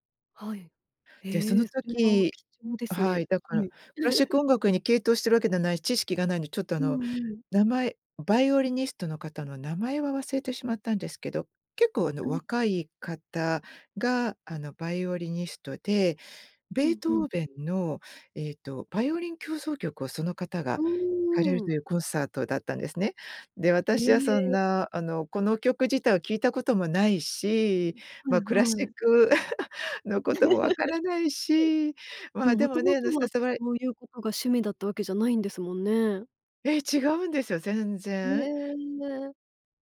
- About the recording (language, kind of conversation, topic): Japanese, podcast, 聴くと自然に涙が出る曲はありますか？
- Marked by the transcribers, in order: laugh; laugh